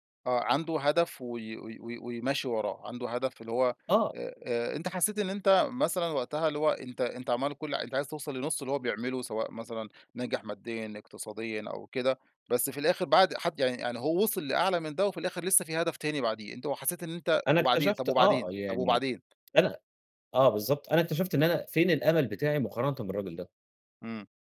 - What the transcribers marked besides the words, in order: tapping
- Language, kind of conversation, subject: Arabic, podcast, عمرك قابلت حد غريب غيّر مجرى رحلتك؟ إزاي؟